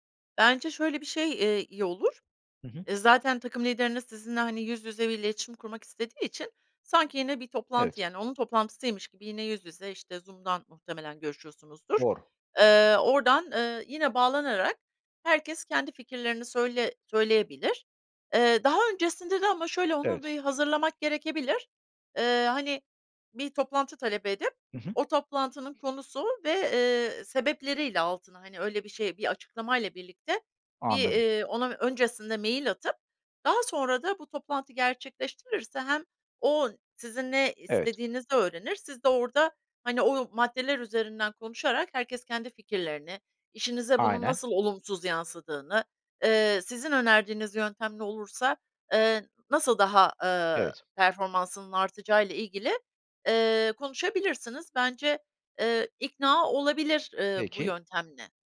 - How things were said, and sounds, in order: other background noise
- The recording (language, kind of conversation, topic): Turkish, advice, Uzaktan çalışmaya başlayınca zaman yönetimi ve iş-özel hayat sınırlarına nasıl uyum sağlıyorsunuz?